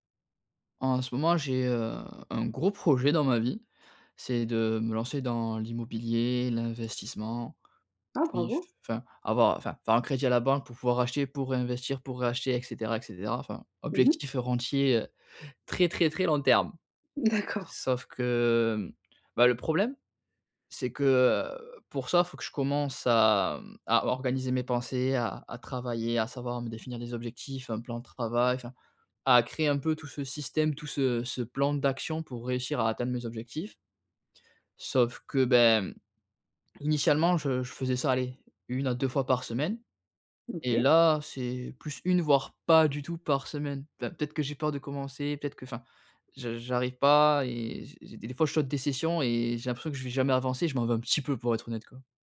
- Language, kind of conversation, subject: French, advice, Pourquoi est-ce que je me sens coupable après avoir manqué des sessions créatives ?
- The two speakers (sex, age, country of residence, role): female, 35-39, France, advisor; male, 30-34, France, user
- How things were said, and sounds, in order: none